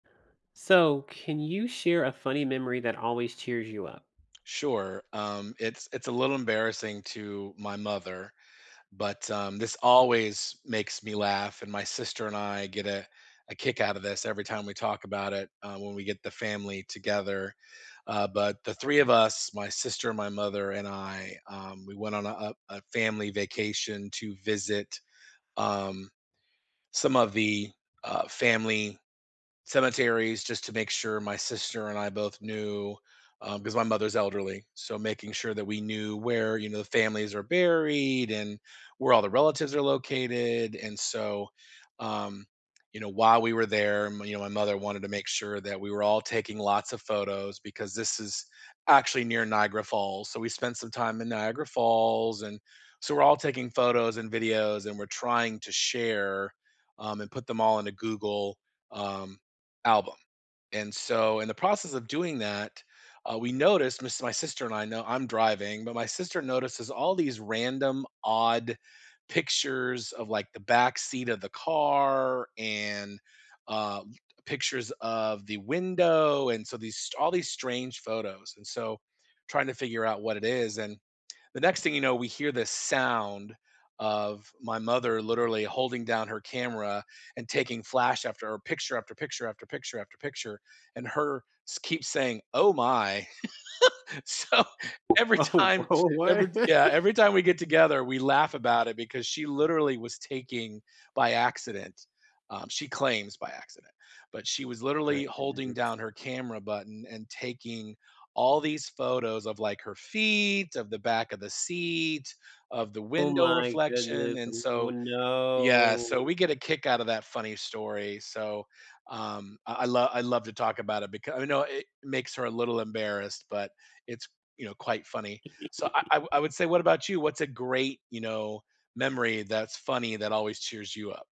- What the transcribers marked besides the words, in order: other background noise; tapping; laugh; laughing while speaking: "So, every time"; laughing while speaking: "oh, what?"; laugh; drawn out: "feet"; drawn out: "seat"; drawn out: "no"; chuckle
- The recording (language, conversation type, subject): English, unstructured, Can you share a funny memory that always cheers you up?
- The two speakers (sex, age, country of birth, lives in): male, 35-39, United States, United States; male, 50-54, United States, United States